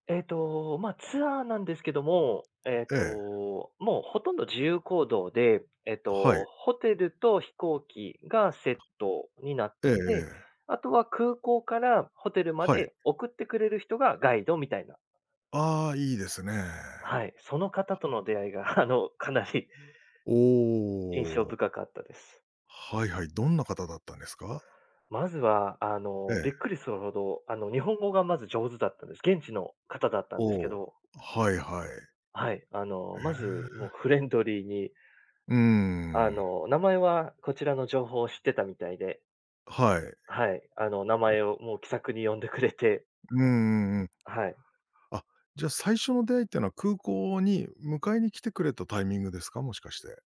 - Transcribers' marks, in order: other noise
- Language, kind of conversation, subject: Japanese, podcast, 旅先で出会った人との心温まるエピソードはありますか？